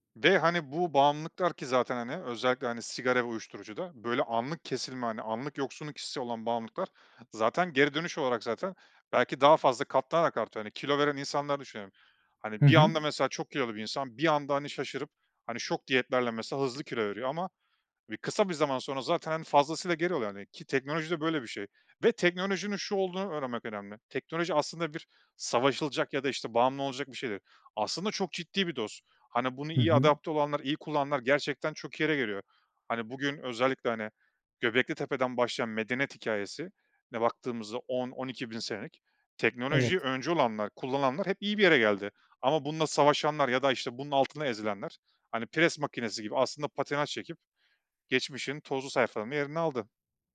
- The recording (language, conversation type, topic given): Turkish, podcast, Teknoloji kullanımı dengemizi nasıl bozuyor?
- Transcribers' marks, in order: none